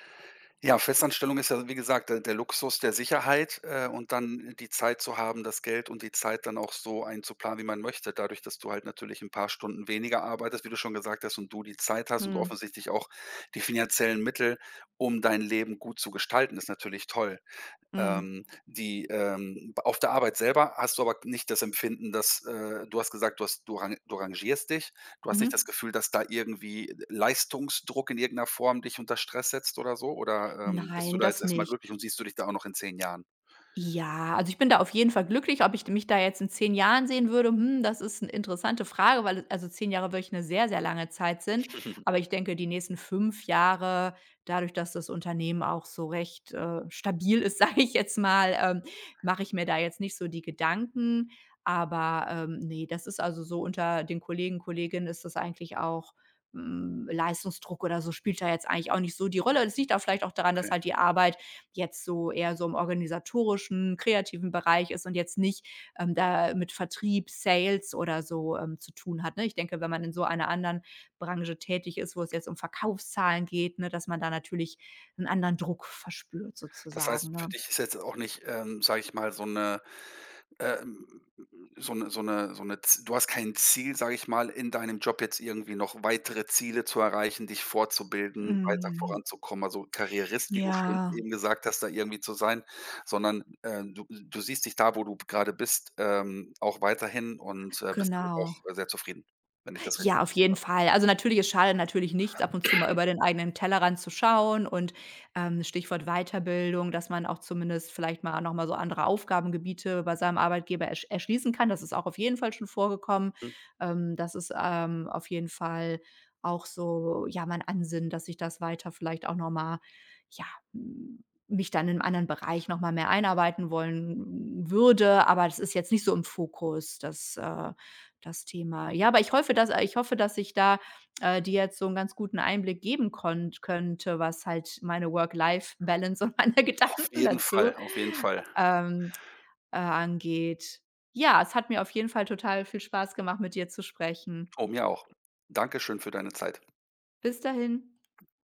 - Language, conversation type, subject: German, podcast, Wie findest du in deinem Job eine gute Balance zwischen Arbeit und Privatleben?
- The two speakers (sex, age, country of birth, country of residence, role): female, 45-49, Germany, Germany, guest; male, 50-54, Germany, Germany, host
- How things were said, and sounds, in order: other background noise; chuckle; laughing while speaking: "sage"; unintelligible speech; cough; "hoffe" said as "heufe"; laughing while speaking: "und meine Gedanken dazu"